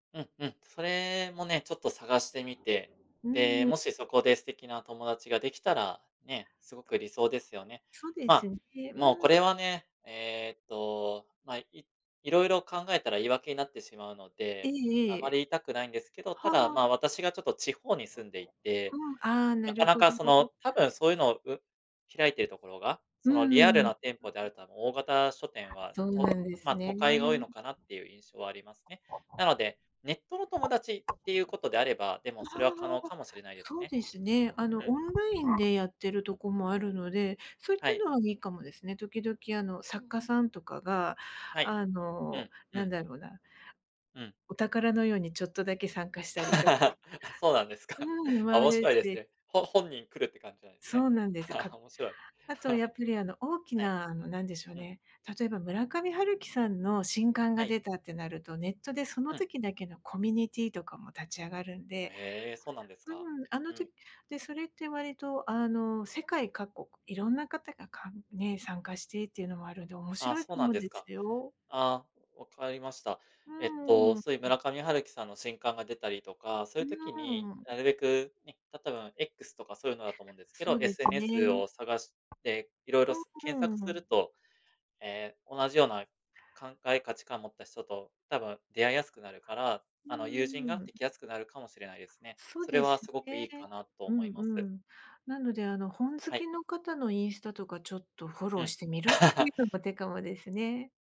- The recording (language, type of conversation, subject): Japanese, advice, 新しい街で友達ができず孤立している状況を説明してください
- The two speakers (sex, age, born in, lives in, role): female, 50-54, Japan, Japan, advisor; male, 35-39, Japan, Japan, user
- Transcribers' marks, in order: tapping; other background noise; laugh; other noise; laugh; laugh